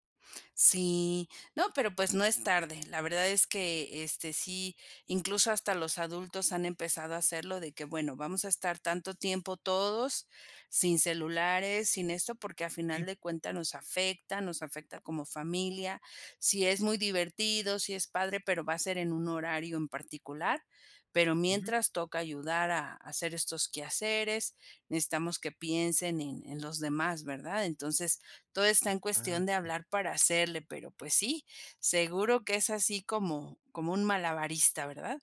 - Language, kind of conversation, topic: Spanish, podcast, ¿Cómo equilibras el trabajo y la vida familiar sin volverte loco?
- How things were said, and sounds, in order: other background noise; tapping